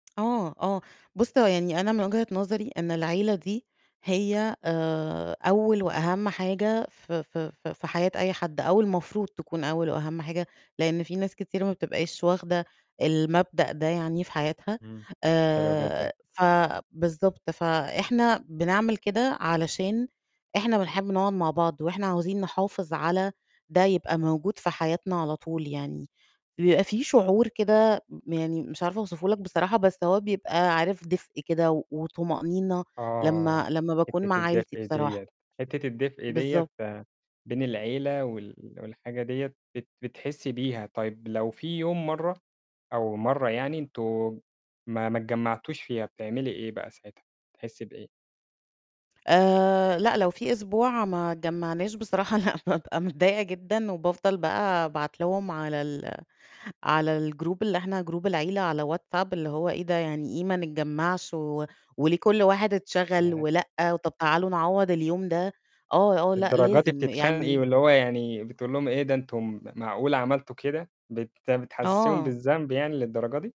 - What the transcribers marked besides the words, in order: tapping; laughing while speaking: "بصراحة لأ، بابقى متضايِّقة جدًا"; in English: "الجروب"; in English: "جروب"; distorted speech; static
- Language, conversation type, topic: Arabic, podcast, إزاي الطبخ في البيت ممكن يقرّب العيلة من بعض أو يبعدهم؟